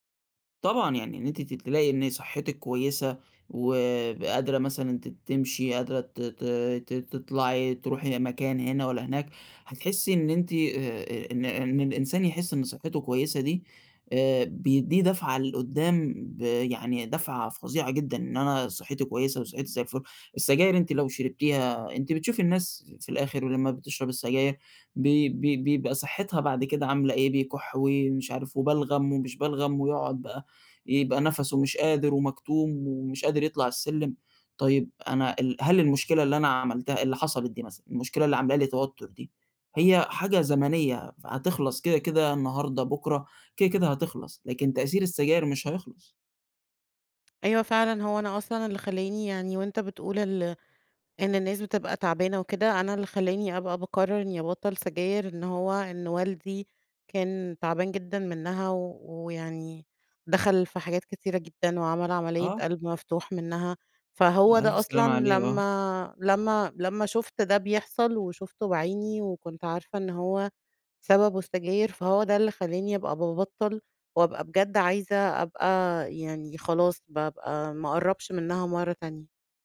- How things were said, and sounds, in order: none
- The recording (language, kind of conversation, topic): Arabic, advice, إمتى بتلاقي نفسك بترجع لعادات مؤذية لما بتتوتر؟